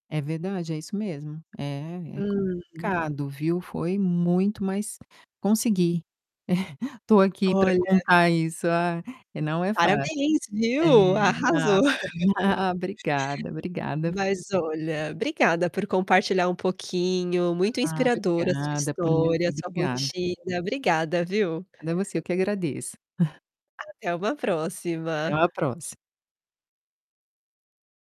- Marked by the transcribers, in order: static; distorted speech; tapping; chuckle; chuckle; laugh; other background noise; chuckle
- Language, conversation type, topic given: Portuguese, podcast, Como você lida com o estresse no cotidiano?